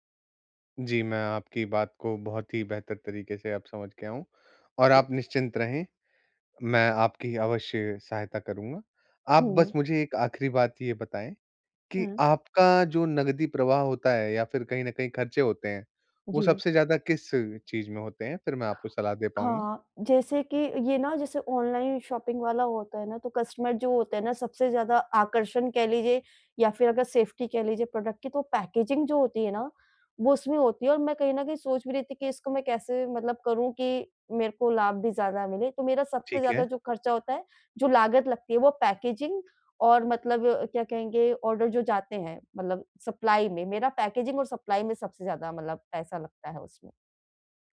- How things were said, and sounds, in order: in English: "शॉपिंग"; in English: "कस्टमर"; in English: "सेफ़्टी"; in English: "प्रोडक्ट"; in English: "पैकेजिंग"; in English: "पैकेजिंग"; in English: "सप्लाई"; in English: "पैकेजिंग"; in English: "सप्लाई"
- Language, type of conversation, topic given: Hindi, advice, मैं अपने स्टार्टअप में नकदी प्रवाह और खर्चों का बेहतर प्रबंधन कैसे करूँ?